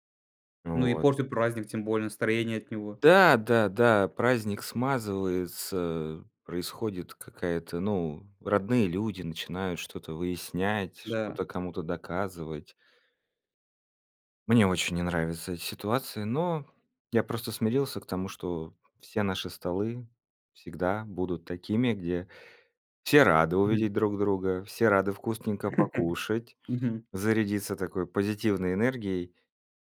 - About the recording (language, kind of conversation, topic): Russian, podcast, Как обычно проходят разговоры за большим семейным столом у вас?
- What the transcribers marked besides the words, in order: laugh